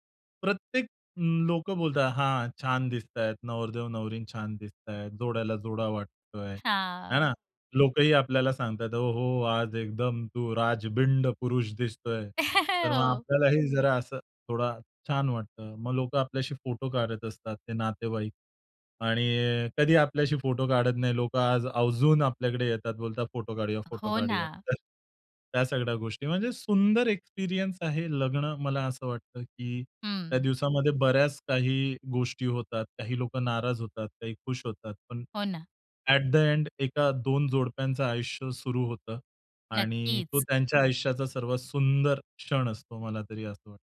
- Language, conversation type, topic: Marathi, podcast, लग्नाच्या दिवशीची आठवण सांगशील का?
- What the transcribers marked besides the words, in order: chuckle; other background noise; in English: "अ‍ॅट द एंड"